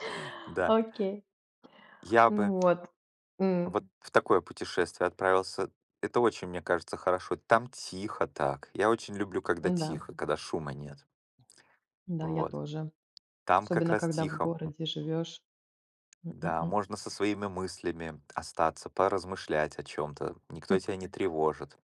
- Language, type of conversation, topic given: Russian, unstructured, Как ты представляешь свою жизнь через десять лет?
- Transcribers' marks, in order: other background noise